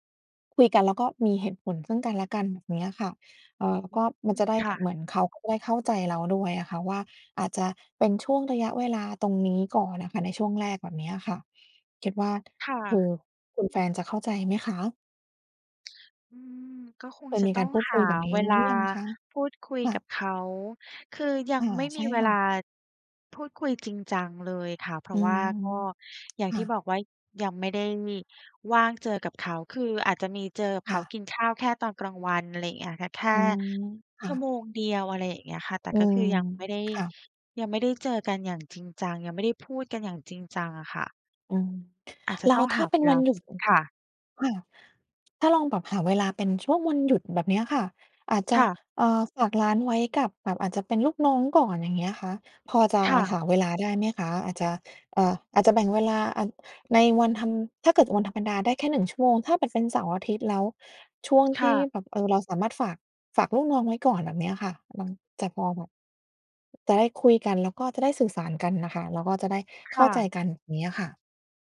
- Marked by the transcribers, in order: tsk; other background noise
- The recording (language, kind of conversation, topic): Thai, advice, ความสัมพันธ์ส่วนตัวเสียหายเพราะทุ่มเทให้ธุรกิจ